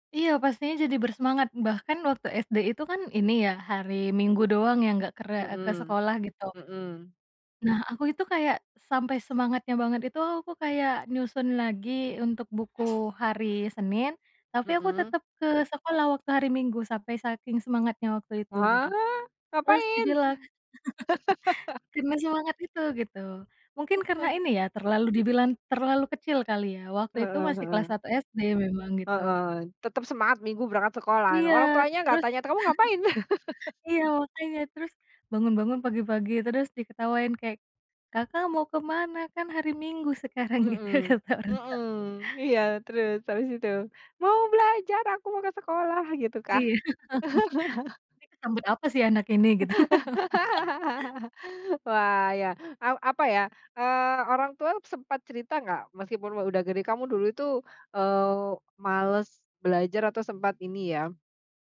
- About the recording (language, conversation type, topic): Indonesian, podcast, Bagaimana mentor dapat membantu ketika kamu merasa buntu belajar atau kehilangan motivasi?
- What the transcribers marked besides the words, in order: other background noise; laugh; chuckle; laugh; put-on voice: "mau belajar aku mau ke sekolah"; laugh; laugh